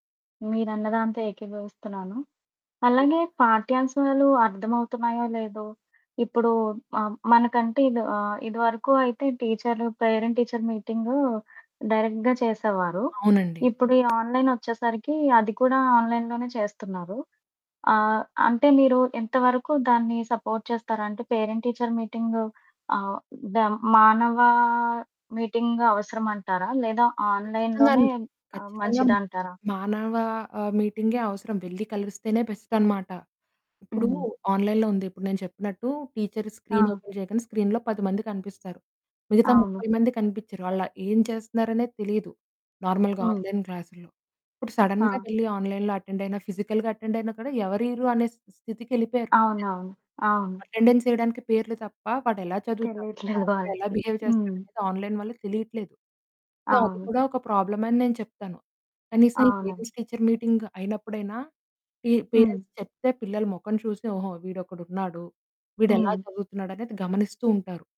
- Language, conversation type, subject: Telugu, podcast, ఆన్‌లైన్ విద్య పిల్లల అభ్యాసాన్ని ఎలా మార్చుతుందని మీరు భావిస్తున్నారు?
- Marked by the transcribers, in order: static; other background noise; in English: "పేరెంట్ టీచర్ మీటింగ్ డైరెక్ట్‌గా"; tapping; in English: "ఆన్లైన్"; in English: "ఆన్లైన్‌లోనే"; in English: "సపోర్ట్"; in English: "పేరెంట్ టీచర్ మీటింగ్"; in English: "మీటింగ్"; in English: "ఆన్లైన్‌లోనే"; in English: "బెస్ట్"; in English: "ఆన్లైన్‌లో"; in English: "టీచర్ స్క్రీన్ ఓపెన్"; in English: "స్క్రీన్‌లో"; in English: "నార్మల్‌గా ఆన్లైన్ క్లాస్‌లో"; in English: "సడెన్‌గా"; in English: "ఆన్లైన్‌లో అటెండ్"; in English: "ఫిజికల్‌గా అటెండ్"; unintelligible speech; in English: "అటెండెన్స్"; in English: "క్లాస్‌లో"; in English: "బిహేవ్"; in English: "ఆన్లైన్"; in English: "సో"; in English: "పేరెంట్స్ టీచర్ మీటింగ్"; in English: "పేరెంట్స్"